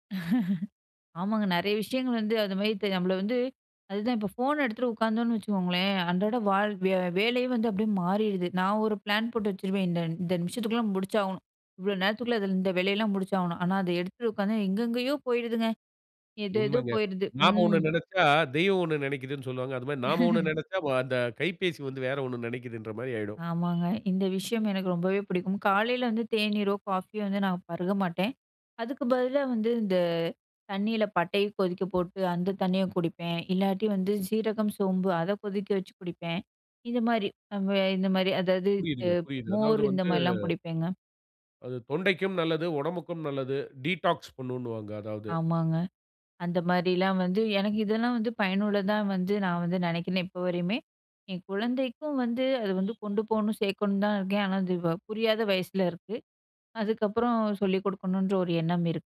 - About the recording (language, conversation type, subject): Tamil, podcast, காலை நேர நடைமுறையில் தொழில்நுட்பம் எவ்வளவு இடம் பெறுகிறது?
- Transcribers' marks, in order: chuckle; chuckle; horn; other background noise; in English: "டீடாக்ஸ்"